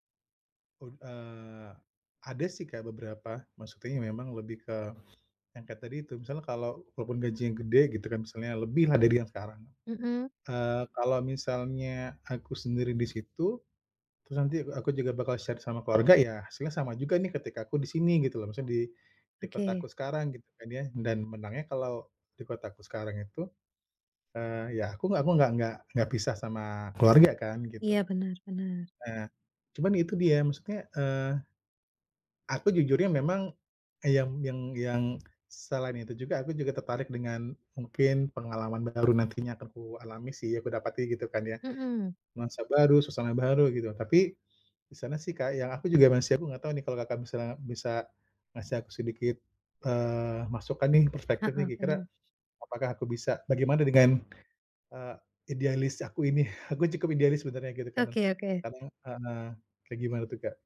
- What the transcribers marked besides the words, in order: other background noise; in English: "share"; "kan" said as "kanan"
- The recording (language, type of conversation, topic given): Indonesian, advice, Bagaimana cara memutuskan apakah saya sebaiknya menerima atau menolak tawaran pekerjaan di bidang yang baru bagi saya?